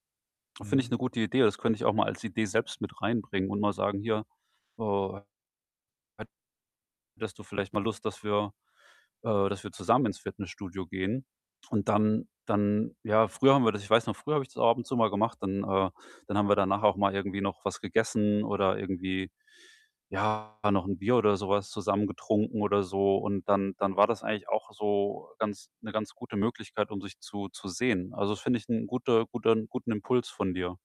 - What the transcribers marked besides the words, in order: other background noise; static; distorted speech; stressed: "zusammen"
- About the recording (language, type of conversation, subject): German, advice, Wie pflege ich Freundschaften, wenn mein Terminkalender ständig voll ist?